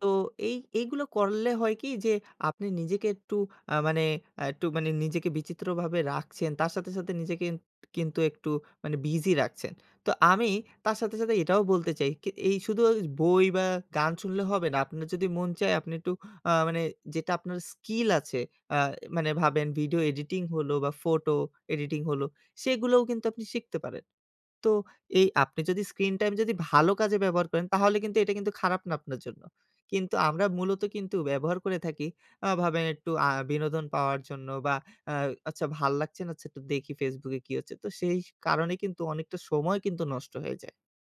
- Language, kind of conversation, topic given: Bengali, podcast, স্ক্রিন টাইম কমাতে আপনি কী করেন?
- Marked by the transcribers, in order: "একটু" said as "এট্টু"